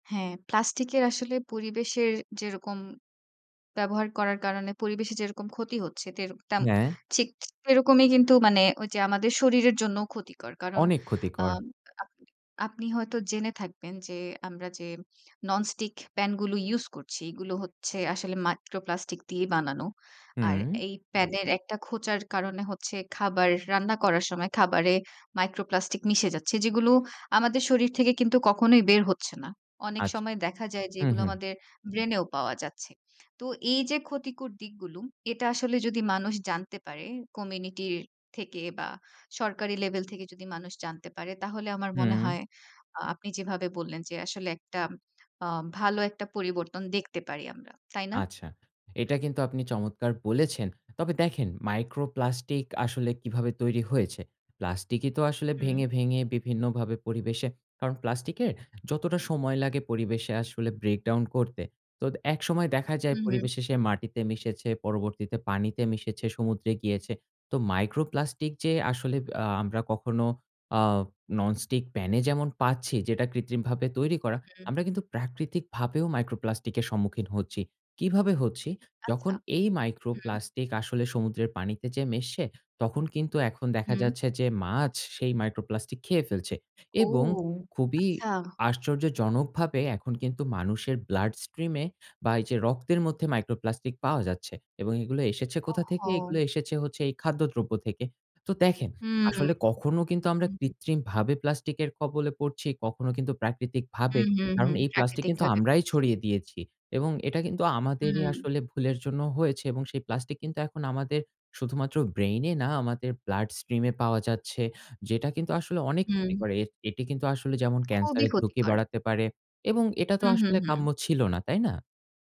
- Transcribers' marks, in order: tapping; in English: "micro plastic"; in English: "micro plastic"; other background noise; lip smack; in English: "micro plastic"; in English: "breakdown"; in English: "micro plastic"; in English: "micro plastic"; in English: "micro plastic"; in English: "micro plastic"; in English: "blood stream"; lip smack; in English: "micro plastic"; in English: "blood stream"
- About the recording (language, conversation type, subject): Bengali, podcast, তুমি কীভাবে প্লাস্টিক বর্জ্য কমাতে পারো?